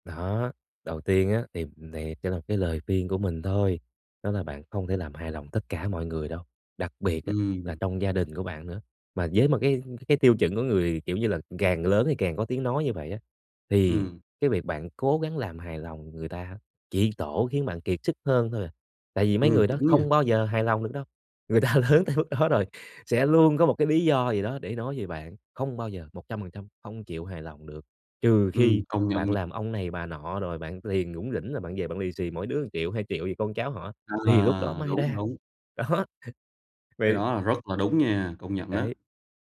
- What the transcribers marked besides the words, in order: tapping; laughing while speaking: "người ta lớn tới mức đó rồi"; laughing while speaking: "đó"; chuckle
- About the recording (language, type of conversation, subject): Vietnamese, advice, Làm thế nào để giảm căng thẳng khi phải đi dự tiệc và họp mặt gia đình trong kỳ nghỉ lễ?